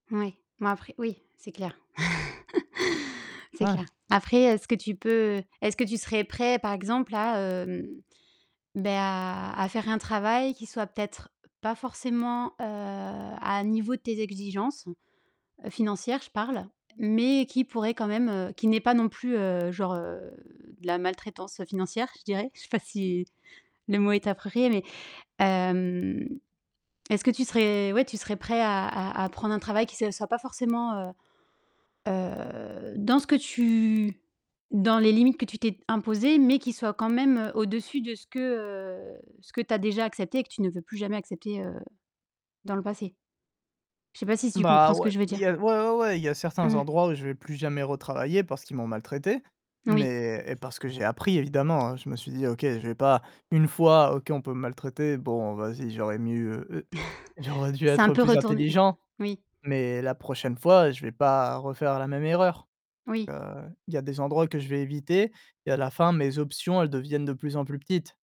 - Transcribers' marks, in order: distorted speech; laugh; static; tapping; chuckle; laughing while speaking: "j'aurais dû"; chuckle; other background noise
- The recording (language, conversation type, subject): French, advice, Comment votre perte d’emploi influence-t-elle votre quête de sens aujourd’hui ?
- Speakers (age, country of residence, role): 20-24, France, user; 30-34, France, advisor